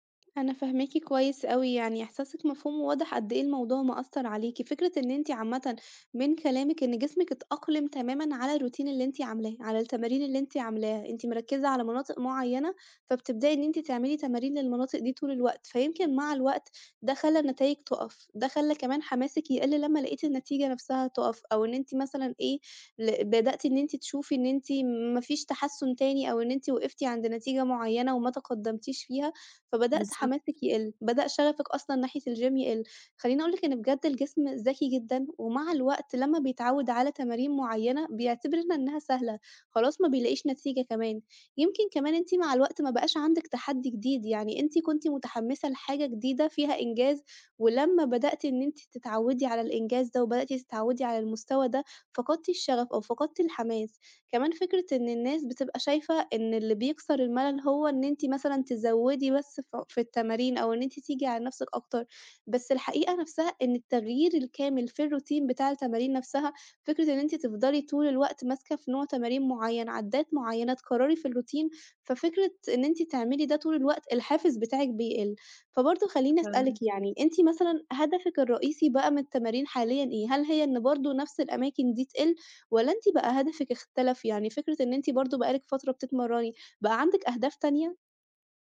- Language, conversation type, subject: Arabic, advice, إزاي أطلع من ملل روتين التمرين وألاقي تحدّي جديد؟
- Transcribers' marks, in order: in English: "الروتين"; in English: "الgym"; in English: "الروتين"; in English: "الروتين"; unintelligible speech